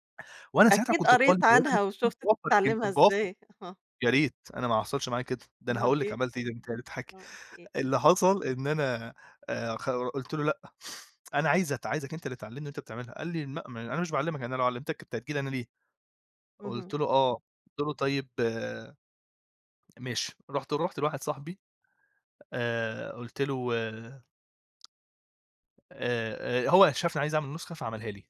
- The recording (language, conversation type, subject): Arabic, podcast, إزاي تتعلم مهارة جديدة بسرعة؟
- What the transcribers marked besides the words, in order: unintelligible speech; tapping